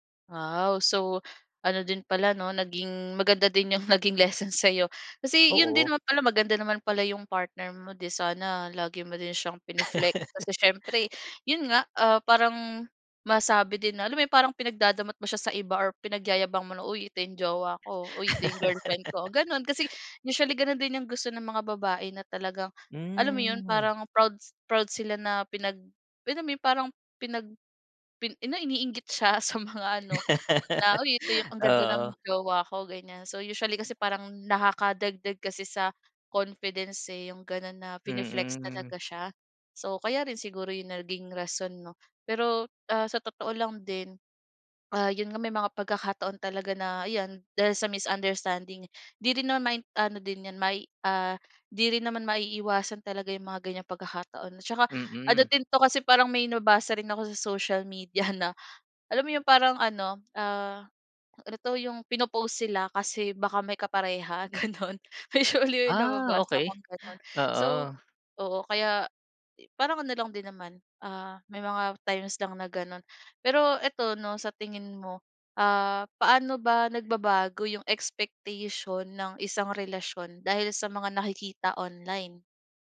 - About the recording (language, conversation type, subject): Filipino, podcast, Anong epekto ng midyang panlipunan sa isang relasyon, sa tingin mo?
- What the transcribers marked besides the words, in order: laughing while speaking: "lesson sa'yo"; in English: "pine-flex"; "ano" said as "ino"; other background noise; in English: "pine-flex"; "naman-" said as "namayn"; laughing while speaking: "gano'n. Usually"; other noise